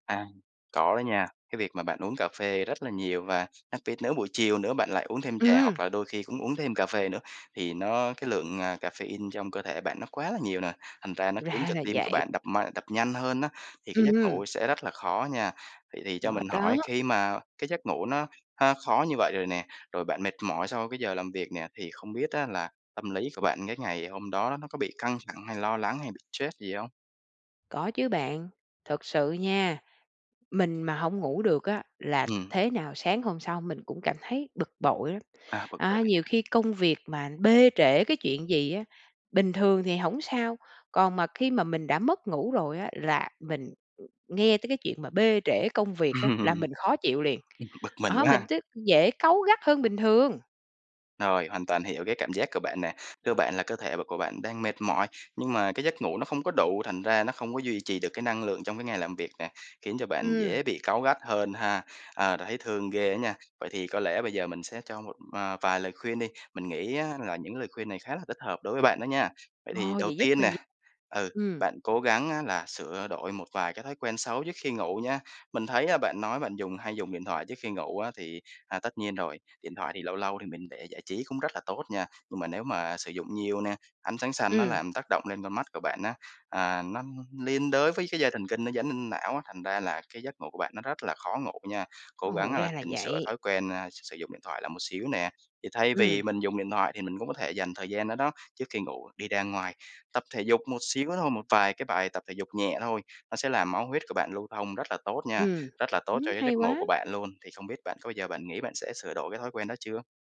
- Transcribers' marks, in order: "stress" said as "troét"; tapping; laugh
- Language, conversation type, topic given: Vietnamese, advice, Làm sao để duy trì giấc ngủ đều đặn khi bạn thường mất ngủ hoặc ngủ quá muộn?